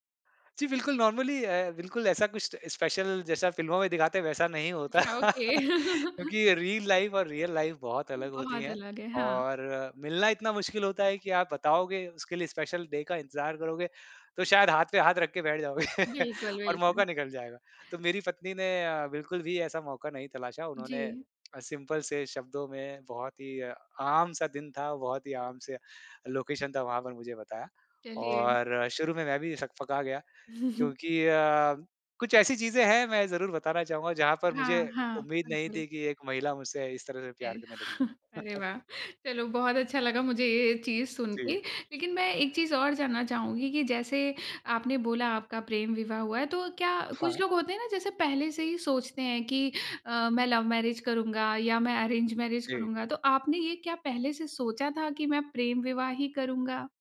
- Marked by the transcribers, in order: in English: "नॉर्मली"; in English: "स्पेशल"; in English: "ओके"; laugh; chuckle; in English: "लाइफ"; in English: "रियल लाइफ"; in English: "स्पेशल डे"; chuckle; tapping; in English: "सिंपल"; in English: "लोकेशन"; chuckle; chuckle; in English: "लव मैरिज"; in English: "अरेंज मैरिज"
- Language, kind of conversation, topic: Hindi, podcast, जीवनसाथी चुनने में परिवार की राय कितनी मायने रखती है?